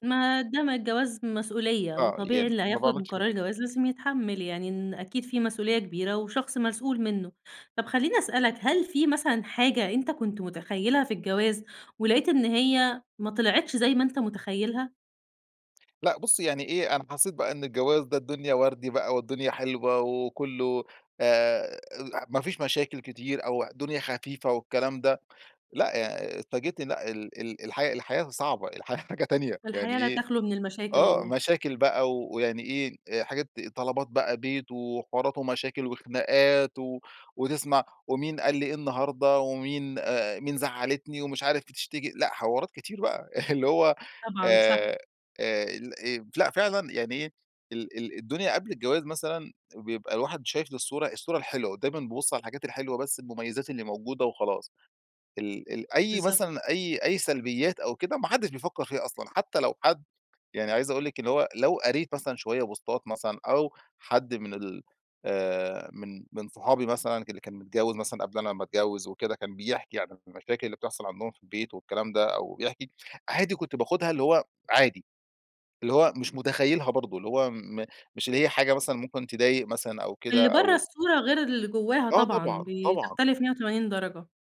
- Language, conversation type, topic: Arabic, podcast, إزاي حياتك اتغيّرت بعد الجواز؟
- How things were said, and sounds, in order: tapping; laughing while speaking: "حاجة تانية"; chuckle; in English: "بوستات"